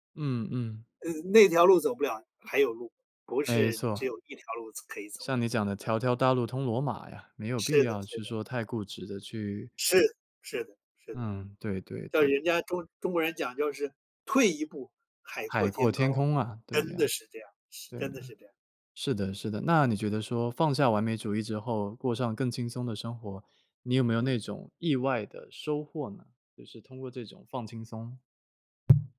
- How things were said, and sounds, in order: other background noise
- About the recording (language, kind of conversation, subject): Chinese, podcast, 你能分享一次让你放下完美主义的经历吗？